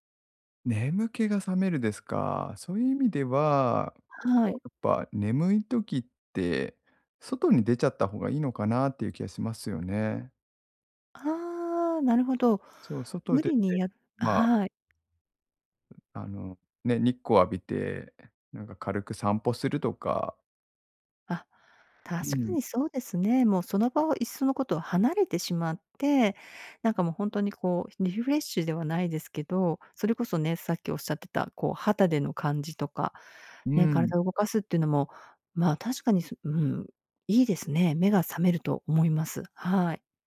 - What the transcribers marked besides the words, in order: none
- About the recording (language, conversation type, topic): Japanese, advice, 短時間の昼寝で疲れを早く取るにはどうすればよいですか？